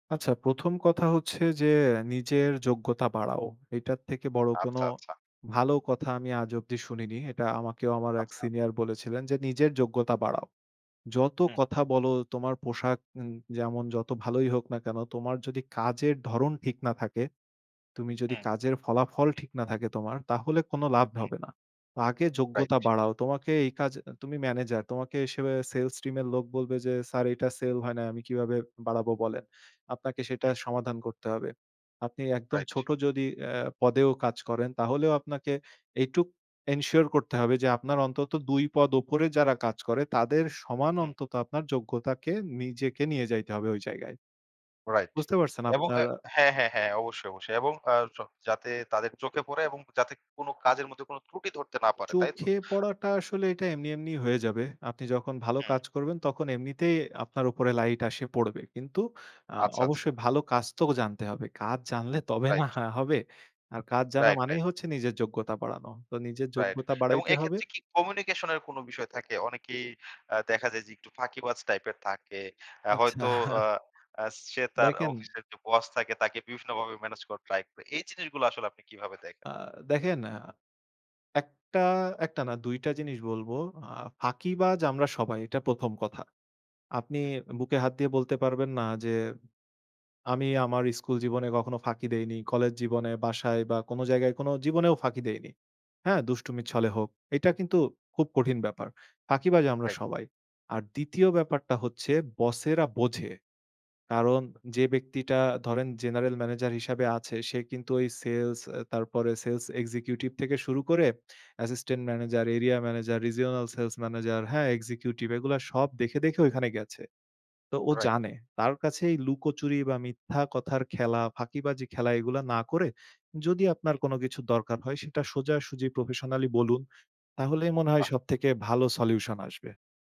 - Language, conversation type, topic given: Bengali, podcast, কাজ আর ব্যক্তিগত জীবনের মধ্যে ভারসাম্য কীভাবে বজায় রাখেন?
- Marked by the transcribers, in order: in English: "এনশিওর"; laughing while speaking: "আচ্ছা"; other background noise